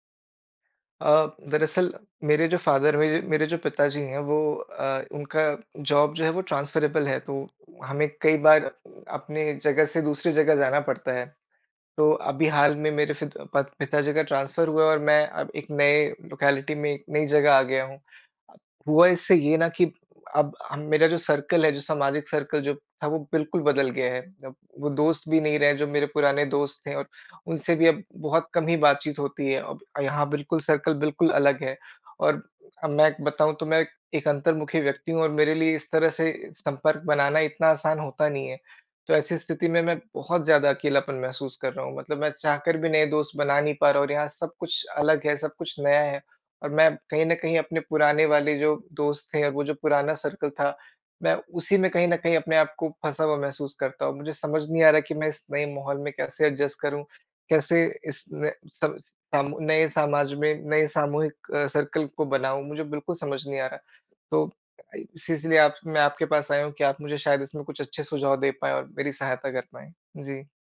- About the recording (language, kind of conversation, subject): Hindi, advice, लंबे समय बाद दोस्ती टूटने या सामाजिक दायरा बदलने पर अकेलापन क्यों महसूस होता है?
- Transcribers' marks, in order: in English: "फादर"; in English: "जॉब"; in English: "ट्रांसफरेबल"; in English: "ट्रांसफर"; in English: "लोकेलिटी"; in English: "सर्किल"; in English: "सर्किल"; in English: "सर्किल"; in English: "सर्किल"; in English: "एडजस्ट"; in English: "सर्किल"